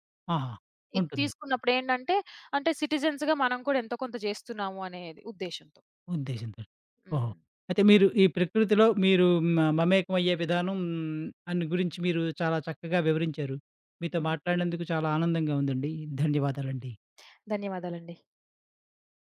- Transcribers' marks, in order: in English: "సిటిజన్స్‌గా"; tapping
- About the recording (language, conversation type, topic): Telugu, podcast, ప్రకృతిలో ఉన్నప్పుడు శ్వాసపై దృష్టి పెట్టడానికి మీరు అనుసరించే ప్రత్యేకమైన విధానం ఏమైనా ఉందా?